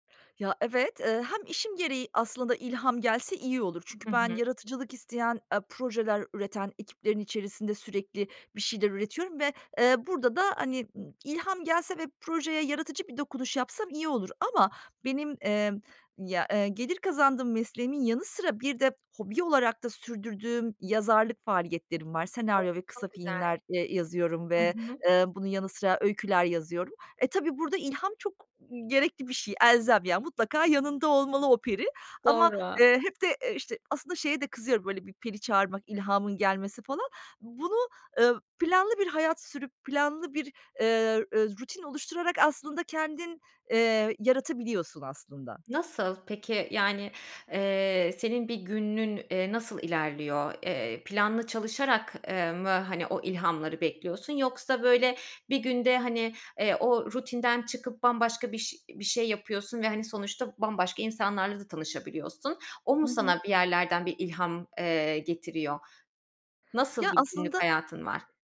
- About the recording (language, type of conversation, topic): Turkish, podcast, Anlık ilham ile planlı çalışma arasında nasıl gidip gelirsin?
- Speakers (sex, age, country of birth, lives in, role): female, 30-34, Turkey, Germany, host; female, 40-44, Turkey, Germany, guest
- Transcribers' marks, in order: other background noise